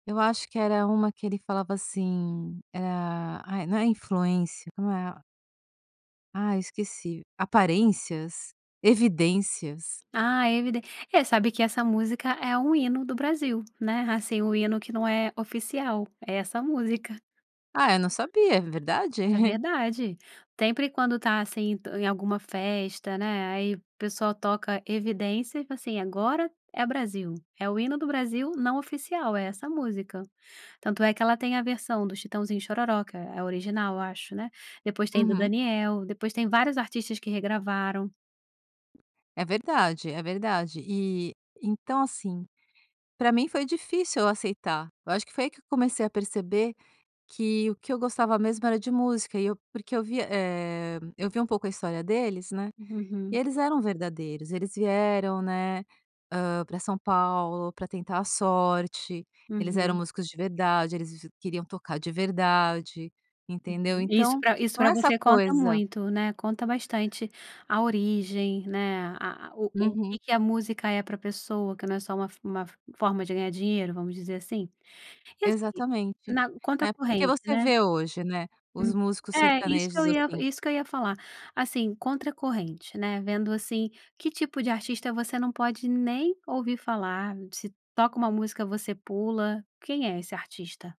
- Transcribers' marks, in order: chuckle; tapping
- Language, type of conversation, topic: Portuguese, podcast, Como você combina diferentes influências musicais na sua música?